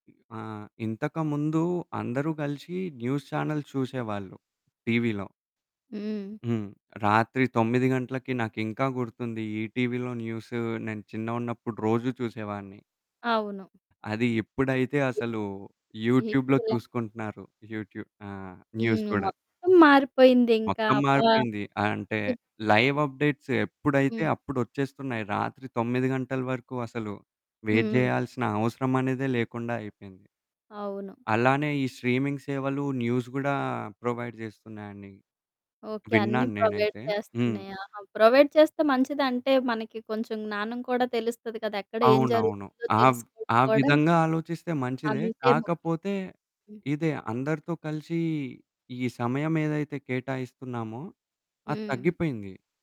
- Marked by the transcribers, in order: other background noise; in English: "న్యూస్ ఛానెల్స్"; static; in English: "యూట్యూబ్‌లో"; in English: "న్యూస్"; in English: "లైవ్ అప్డేట్స్"; in English: "వెయిట్"; in English: "స్ట్రీమింగ్"; in English: "న్యూస్"; in English: "ప్రొవైడ్"; in English: "ప్రొవైడ్"; in English: "ప్రొవైడ్"
- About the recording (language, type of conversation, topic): Telugu, podcast, స్ట్రీమింగ్ సేవల ప్రభావంతో టీవీ చూసే అలవాట్లు మీకు ఎలా మారాయి అనిపిస్తోంది?